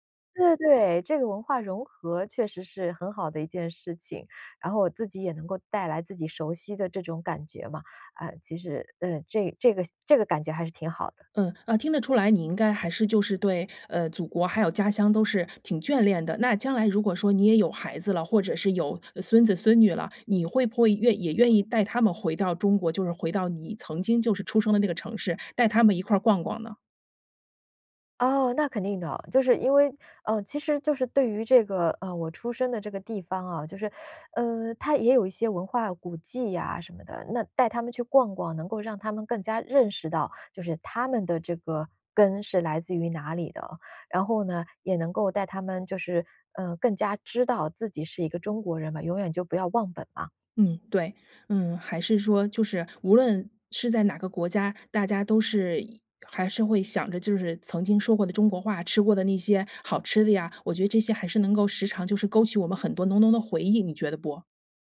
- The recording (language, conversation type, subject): Chinese, podcast, 你曾去过自己的祖籍地吗？那次经历给你留下了怎样的感受？
- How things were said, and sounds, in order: sneeze; teeth sucking; other background noise